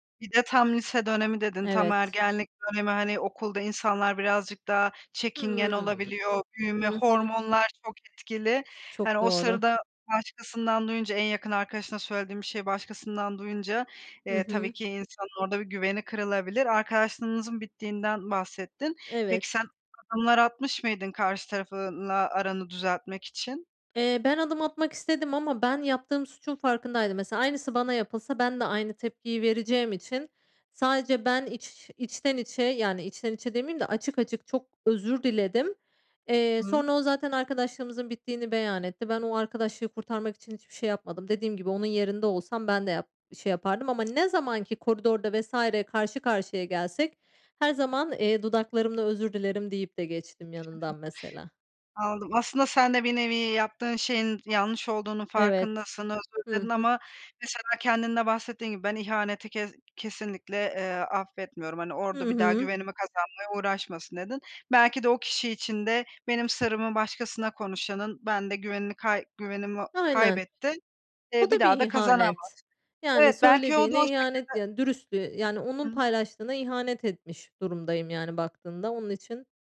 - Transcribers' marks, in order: other background noise; tapping; "tarafla" said as "tarafınla"; chuckle
- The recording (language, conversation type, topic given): Turkish, podcast, Güveni yeniden kurmak için hangi küçük adımlar sence işe yarar?